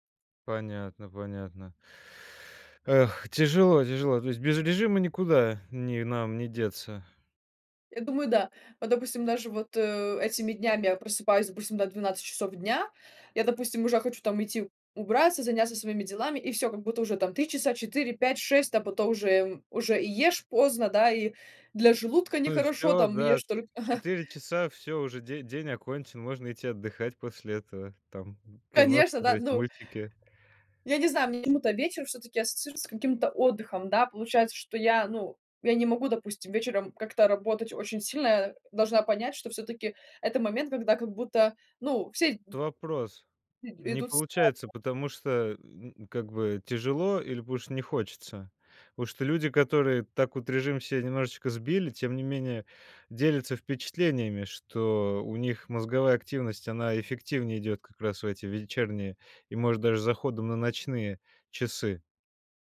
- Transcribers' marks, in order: sad: "Эх, тяжело, тяжело"; tapping; other background noise
- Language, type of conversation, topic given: Russian, podcast, Как ты находишь мотивацию не бросать новое дело?